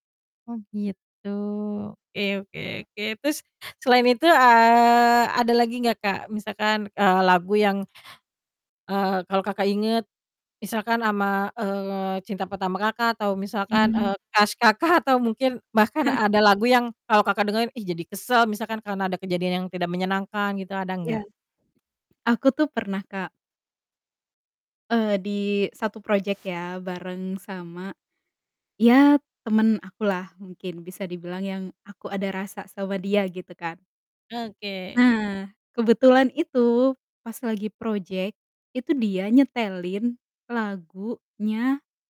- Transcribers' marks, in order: in English: "crush"; laughing while speaking: "Kakak?"; chuckle; tapping; static
- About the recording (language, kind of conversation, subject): Indonesian, podcast, Apakah ada lagu yang selalu mengingatkanmu pada seseorang tertentu?